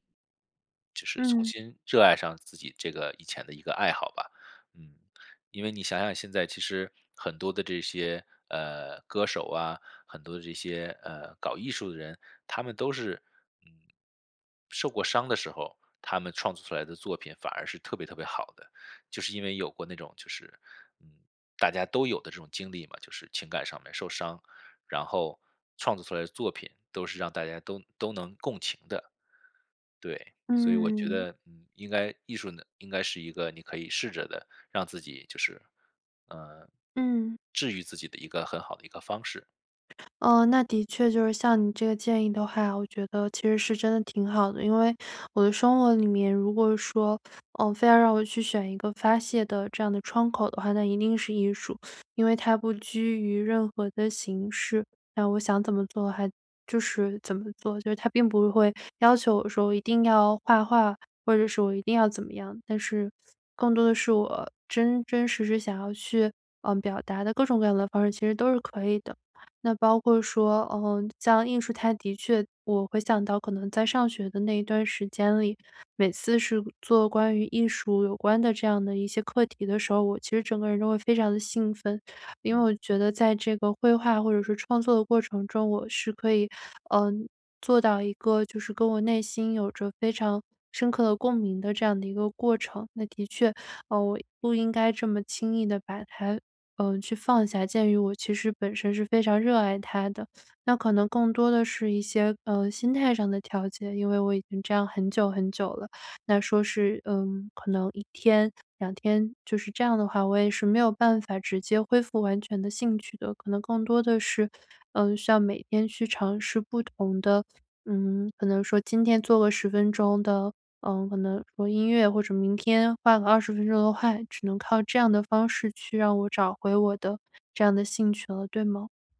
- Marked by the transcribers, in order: other background noise; tapping
- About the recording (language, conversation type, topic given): Chinese, advice, 为什么我无法重新找回对爱好和生活的兴趣？